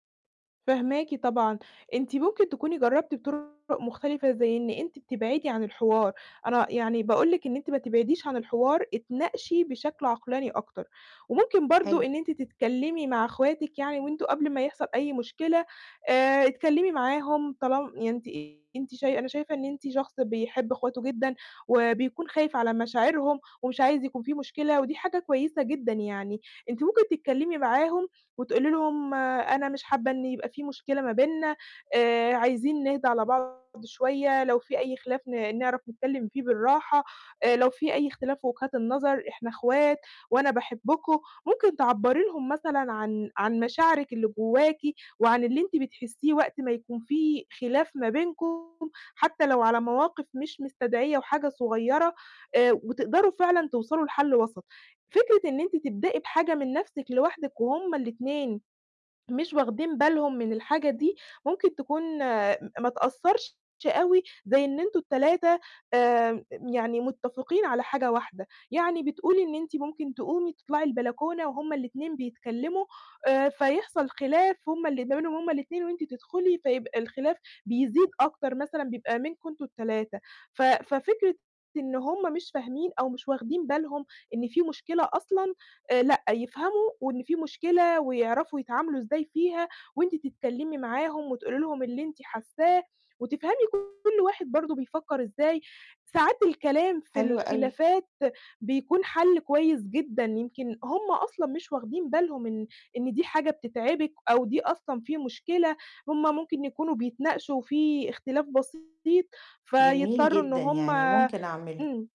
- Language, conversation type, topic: Arabic, advice, إزاي نقدر نتكلم عن خلافنا بصراحة واحترام من غير ما نجرح بعض؟
- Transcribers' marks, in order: tapping; distorted speech